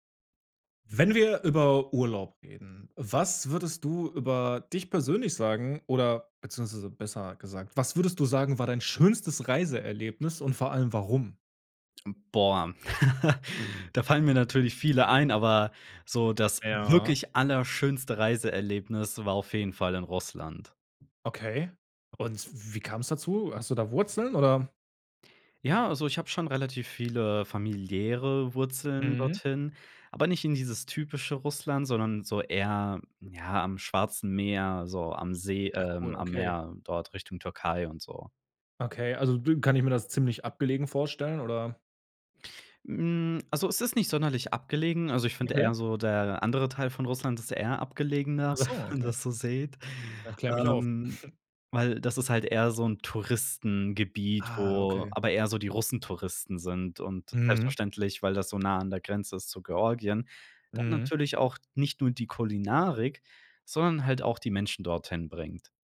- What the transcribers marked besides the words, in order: laugh; stressed: "wirklich"; laughing while speaking: "wenn"; chuckle
- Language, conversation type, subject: German, podcast, Was war dein schönstes Reiseerlebnis und warum?